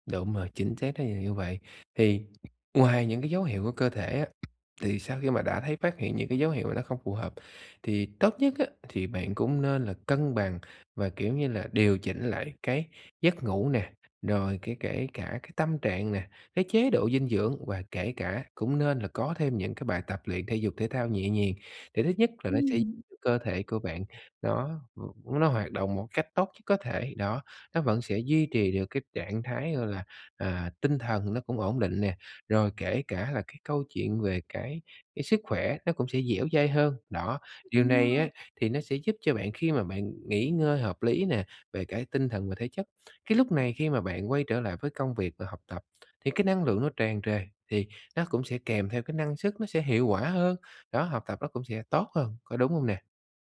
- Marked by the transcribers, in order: hiccup; other background noise; tapping
- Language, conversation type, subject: Vietnamese, advice, Làm thế nào để nhận biết khi nào cơ thể cần nghỉ ngơi?